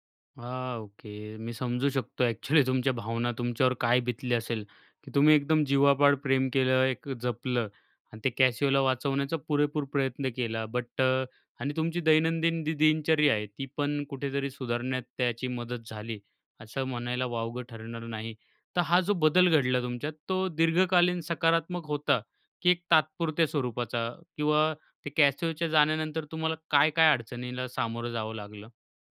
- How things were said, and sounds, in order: in English: "ॲक्चुअली"; in English: "बट"
- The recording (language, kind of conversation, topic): Marathi, podcast, प्रेमामुळे कधी तुमचं आयुष्य बदललं का?